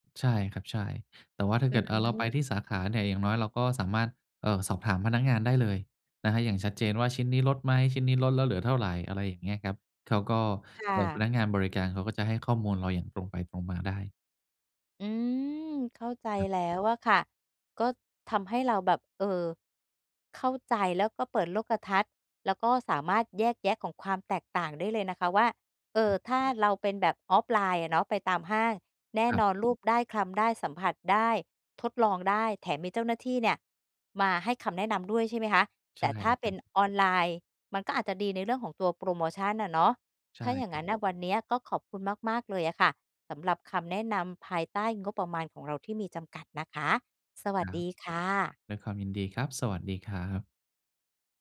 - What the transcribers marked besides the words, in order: none
- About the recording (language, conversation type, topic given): Thai, advice, จะช้อปของจำเป็นและเสื้อผ้าให้คุ้มค่าภายใต้งบประมาณจำกัดได้อย่างไร?